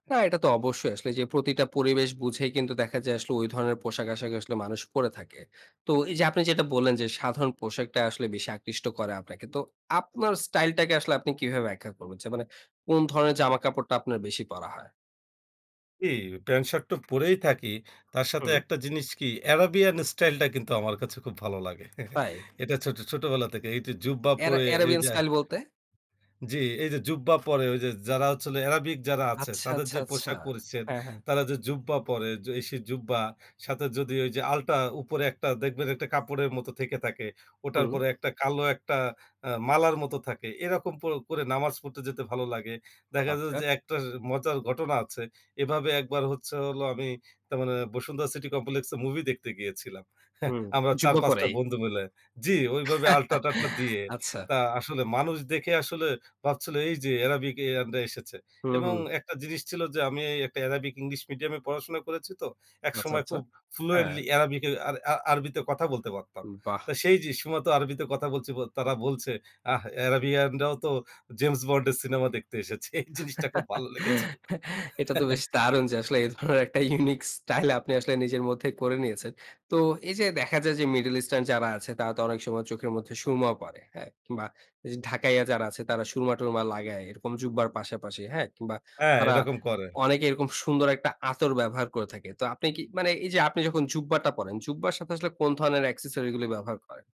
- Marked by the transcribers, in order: chuckle; chuckle; chuckle; in English: "fluently"; laugh; chuckle; laughing while speaking: "এই জিনিসটা খুব ভালো লেগেছিল"; laughing while speaking: "দারুণ যে আসলে এই ধরনের … মধ্যে করে নিয়েছেন"; in English: "unique"; in English: "middle eastern"; in English: "accessory"
- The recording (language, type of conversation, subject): Bengali, podcast, তুমি নিজের স্টাইল কীভাবে গড়ে তোলো?
- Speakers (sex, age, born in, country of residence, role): male, 25-29, Bangladesh, Bangladesh, guest; male, 60-64, Bangladesh, Bangladesh, host